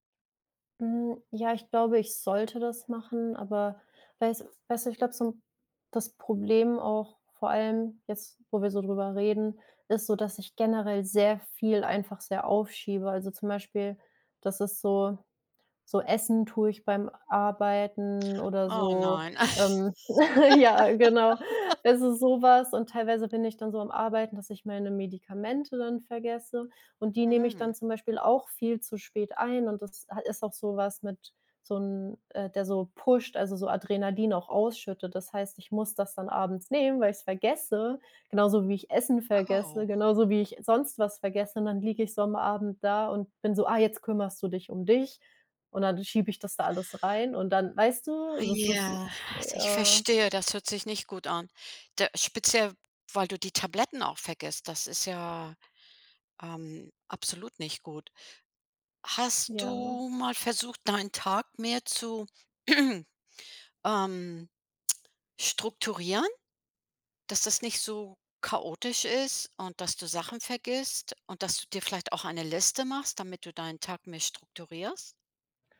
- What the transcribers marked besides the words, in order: laugh; laughing while speaking: "ja, genau"; laugh; drawn out: "ja"; throat clearing
- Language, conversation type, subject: German, advice, Warum kann ich nach einem stressigen Tag nur schwer einschlafen?